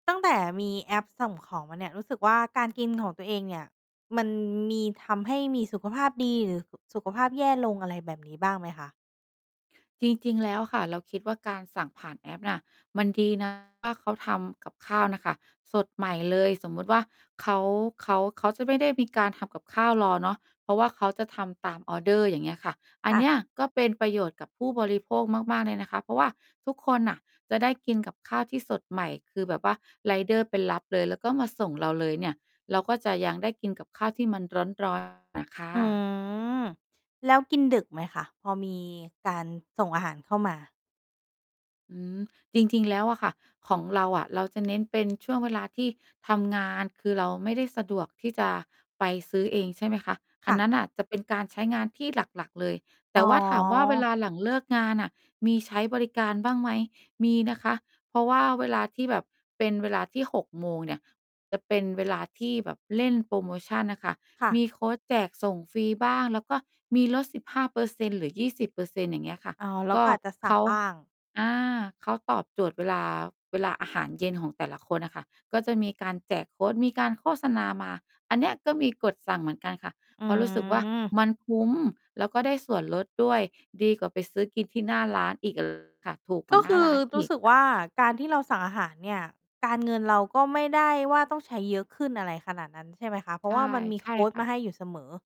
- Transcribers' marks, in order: mechanical hum; distorted speech; tapping; other background noise
- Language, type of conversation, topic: Thai, podcast, แอปสั่งอาหารเดลิเวอรี่ส่งผลให้พฤติกรรมการกินของคุณเปลี่ยนไปอย่างไรบ้าง?